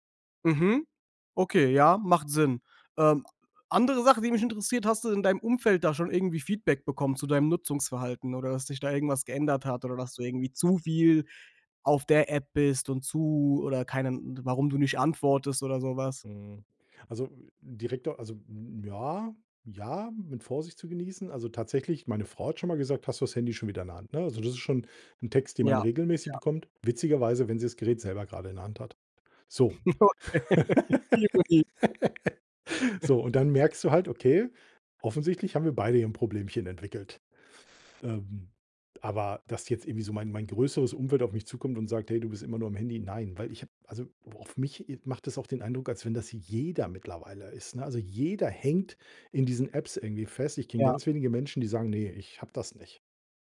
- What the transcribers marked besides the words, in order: other noise; laughing while speaking: "Okay, Ironie"; laugh; other background noise; chuckle; stressed: "jeder"; stressed: "jeder"
- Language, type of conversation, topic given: German, podcast, Wie gehst du im Alltag mit Smartphone-Sucht um?